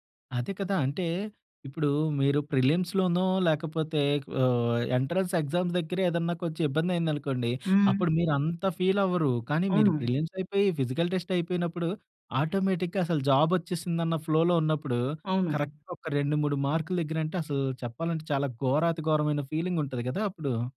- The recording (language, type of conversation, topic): Telugu, podcast, ఒంటరిగా అనిపించినప్పుడు ముందుగా మీరు ఏం చేస్తారు?
- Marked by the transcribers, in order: in English: "ప్రిలిమ్స్‌లోనో"; in English: "ఎంట్రన్స్ ఎగ్జామ్స్"; in English: "ఫిజికల్"; in English: "ఆటోమేటిక్‌గా"; in English: "ఫ్లోలో"; in English: "కరక్ట్‌గా"